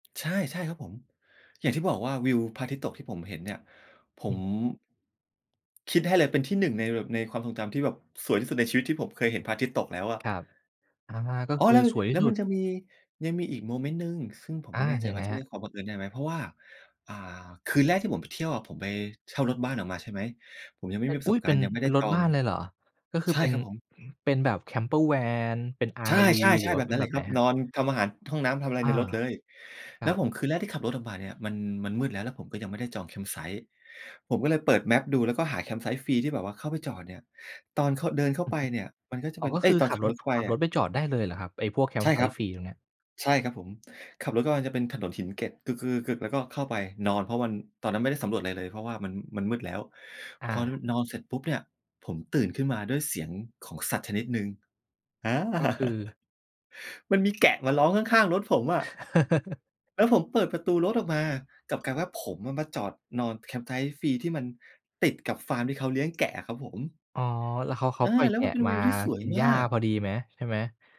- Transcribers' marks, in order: tapping; other background noise; in English: "Camper Van"; in English: "campsite"; in English: "campsite"; in English: "campfite"; "campsite" said as "campfite"; other noise; laugh; laugh; in English: "campsite"
- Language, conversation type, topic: Thai, podcast, คุณเคยมีครั้งไหนที่ความบังเอิญพาไปเจอเรื่องหรือสิ่งที่น่าจดจำไหม?